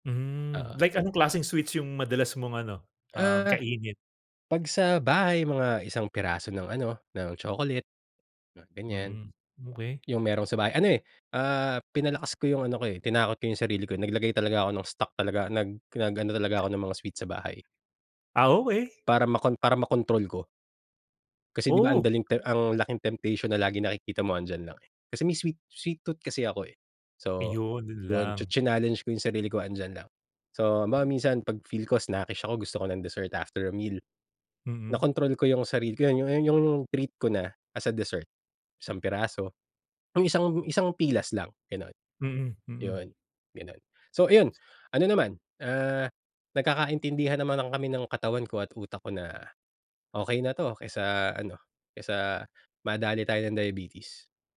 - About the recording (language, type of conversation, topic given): Filipino, podcast, Paano ka bumubuo ng mga gawi para sa kalusugan na talagang tumatagal?
- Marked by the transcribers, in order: tapping